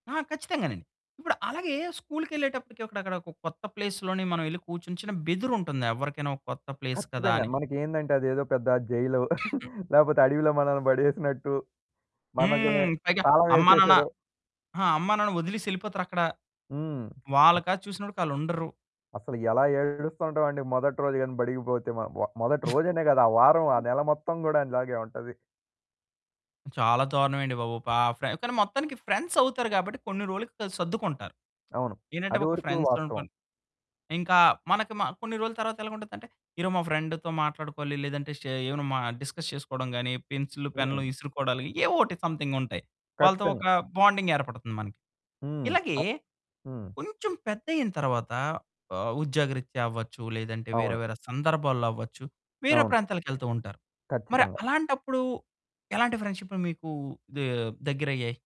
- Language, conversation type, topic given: Telugu, podcast, కొత్త ప్రదేశంలో స్నేహితులను మీరు ఎలా పలకరిస్తారు?
- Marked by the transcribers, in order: in English: "ప్లేస్‌లోని"; in English: "ప్లేస్"; cough; chuckle; other background noise; sneeze; in English: "ఫ్రెండ్స్"; in English: "ఫ్రెండ్‌తో"; in English: "డిస్కస్"; in English: "బాండింగ్"